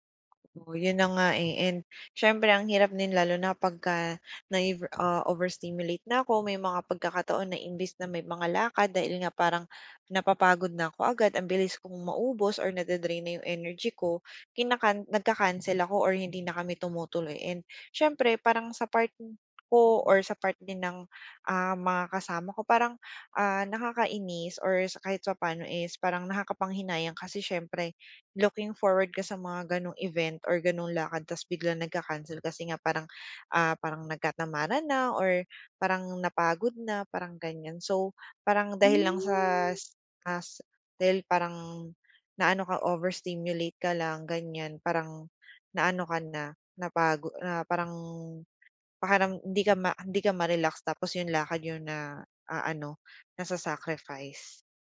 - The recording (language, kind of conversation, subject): Filipino, advice, Paano ko mababawasan ang pagiging labis na sensitibo sa ingay at sa madalas na paggamit ng telepono?
- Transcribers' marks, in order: fan; other background noise; tapping; in English: "over stimulate"